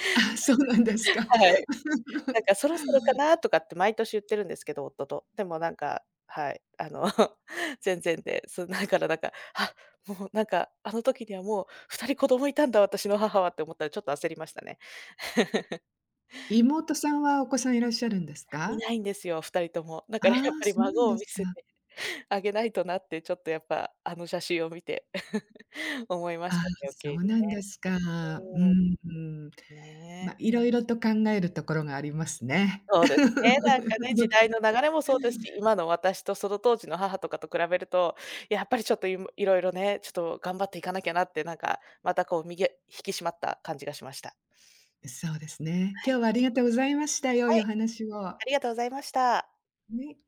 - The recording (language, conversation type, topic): Japanese, podcast, 家族の昔の写真を見ると、どんな気持ちになりますか？
- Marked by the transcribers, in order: chuckle; laughing while speaking: "あの"; chuckle; chuckle; chuckle